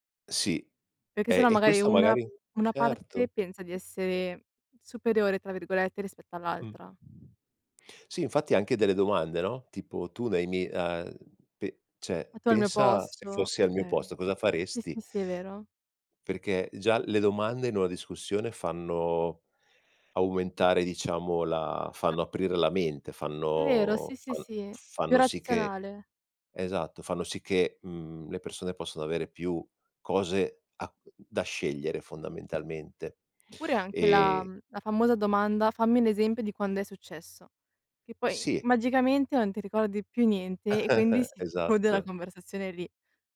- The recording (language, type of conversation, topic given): Italian, unstructured, Come si può mantenere la calma durante una discussione accesa?
- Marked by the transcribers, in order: other background noise; "cioè" said as "ceh"; other noise; drawn out: "fanno"; chuckle